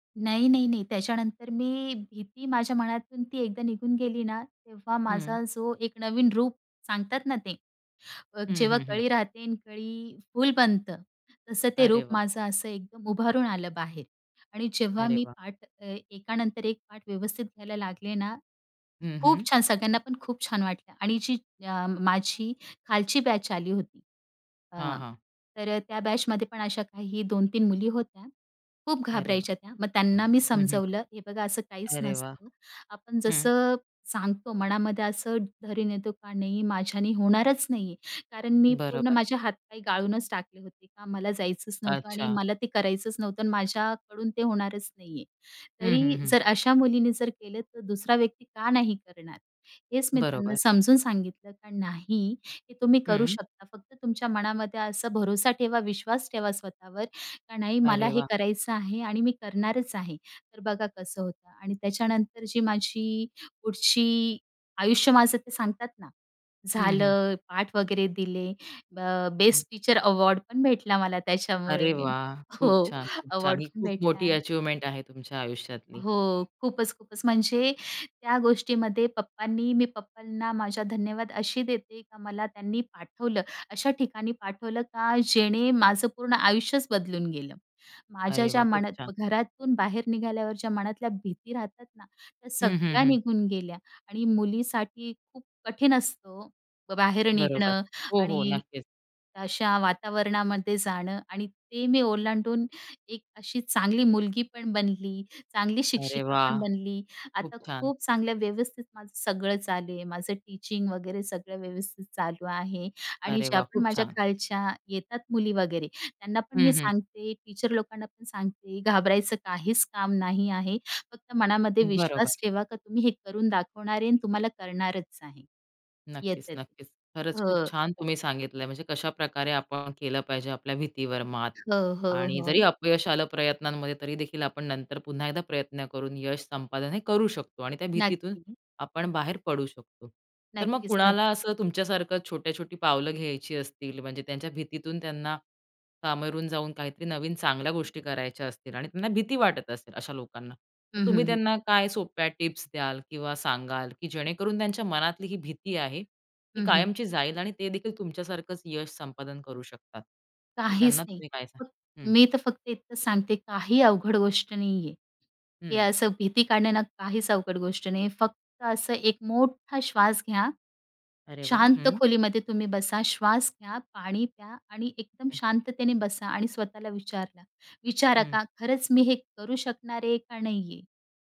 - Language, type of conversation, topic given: Marathi, podcast, मनातली भीती ओलांडून नवा परिचय कसा उभा केला?
- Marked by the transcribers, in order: in English: "बॅच"; in English: "बॅचमध्ये"; in English: "बेस्ट टीचर अवॉर्ड"; laughing while speaking: "त्याच्यामुळे. हो"; in English: "अवॉर्ड"; in English: "अचिवमेंट"; horn; in English: "टीचिंग"; in English: "टीचर"; "कांगावून" said as "कामेरून"